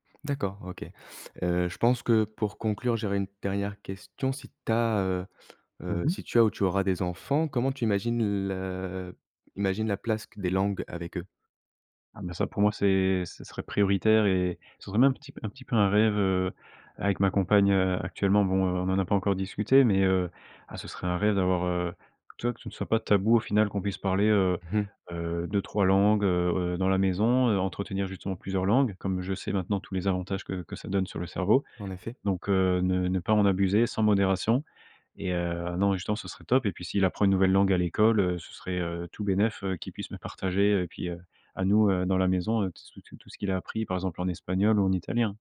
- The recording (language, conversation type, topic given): French, podcast, Comment jongles-tu entre deux langues au quotidien ?
- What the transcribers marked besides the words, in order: drawn out: "le"